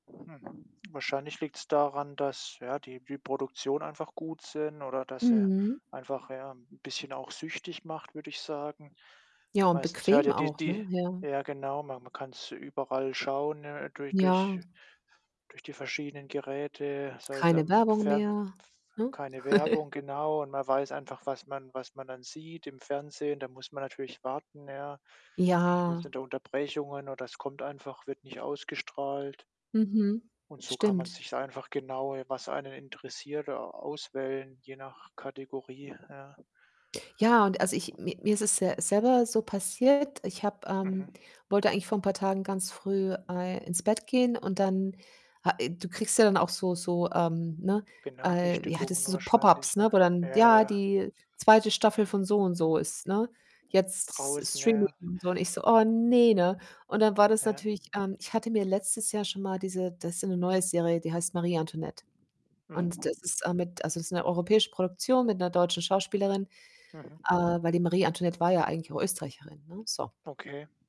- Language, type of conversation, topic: German, unstructured, Warum schauen so viele Menschen Serien auf Streaming-Plattformen?
- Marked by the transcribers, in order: wind; other background noise; chuckle; distorted speech; "heißt" said as "heit"; put-on voice: "Oh, ne, ne?"; static; tapping